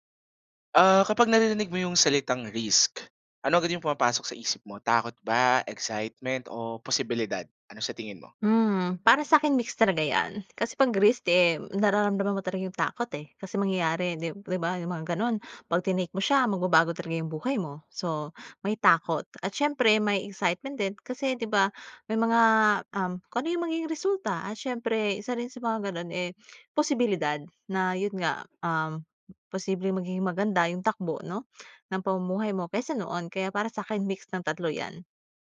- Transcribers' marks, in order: none
- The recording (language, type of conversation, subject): Filipino, podcast, Paano mo hinaharap ang takot sa pagkuha ng panganib para sa paglago?